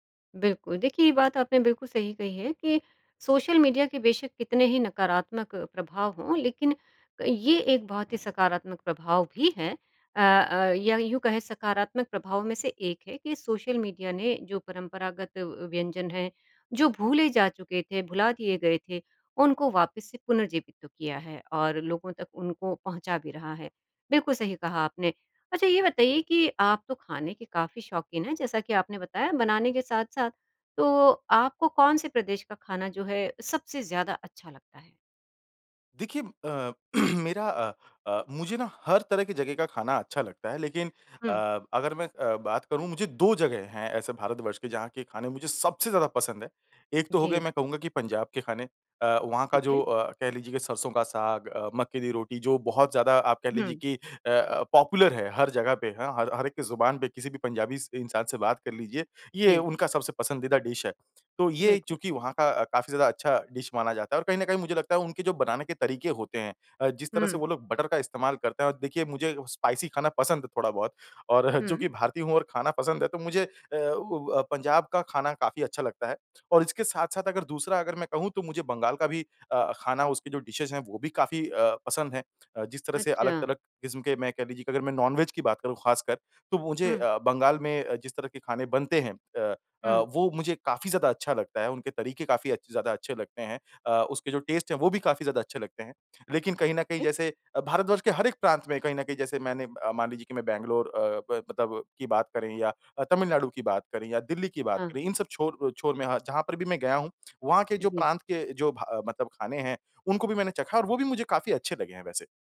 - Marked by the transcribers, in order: throat clearing; in English: "पॉपुलर"; in English: "डिश"; in English: "डिश"; in English: "बटर"; in English: "स्पाइसी"; chuckle; in English: "डिशेज़"; in English: "नॉन-वेज"; in English: "टेस्ट"
- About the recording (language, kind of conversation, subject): Hindi, podcast, खाना बनाना सीखने का तुम्हारा पहला अनुभव कैसा रहा?